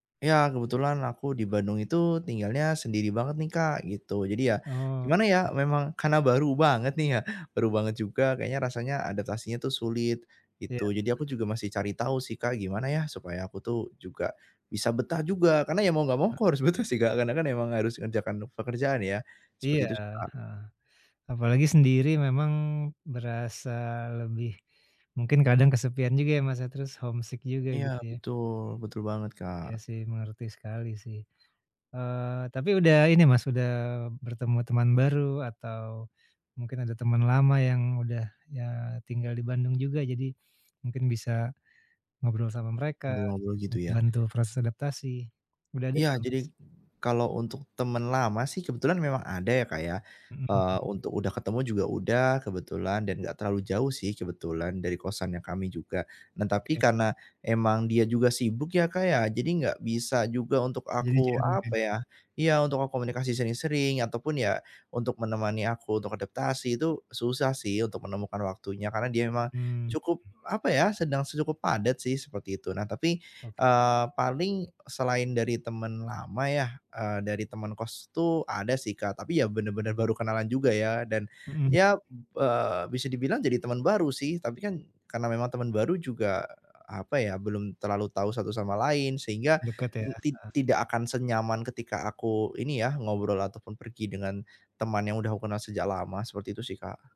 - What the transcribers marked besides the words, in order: unintelligible speech; laughing while speaking: "betah"; in English: "homesick"; unintelligible speech; other background noise; "cukup" said as "sukup"
- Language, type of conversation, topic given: Indonesian, advice, Bagaimana cara menyesuaikan kebiasaan dan rutinitas sehari-hari agar nyaman setelah pindah?